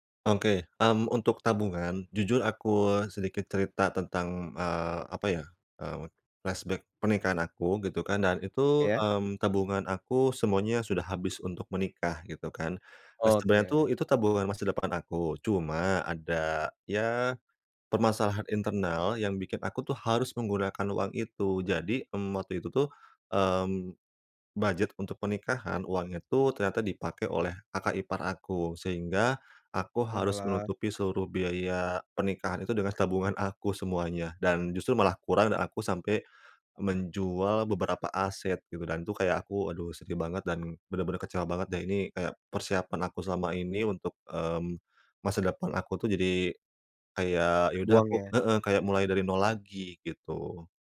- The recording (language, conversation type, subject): Indonesian, advice, Bagaimana cara mengelola kekecewaan terhadap masa depan saya?
- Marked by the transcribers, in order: "Oke" said as "ongke"; in English: "flashback"; "sebenarnya" said as "setebenarnya"; in English: "budget"; other background noise